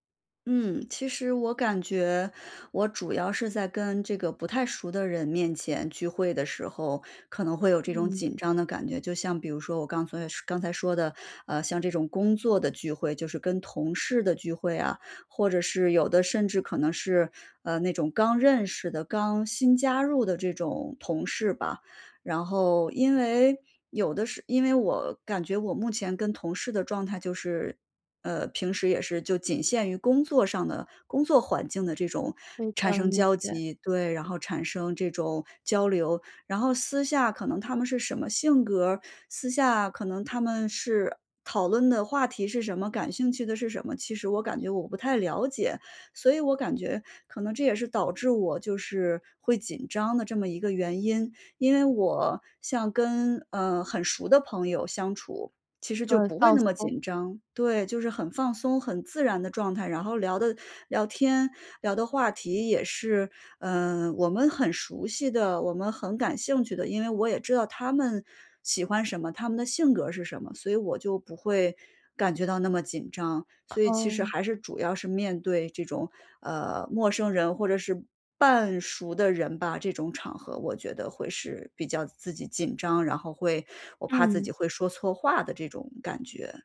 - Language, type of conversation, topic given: Chinese, advice, 在聚会中我该如何缓解尴尬气氛？
- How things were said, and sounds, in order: other background noise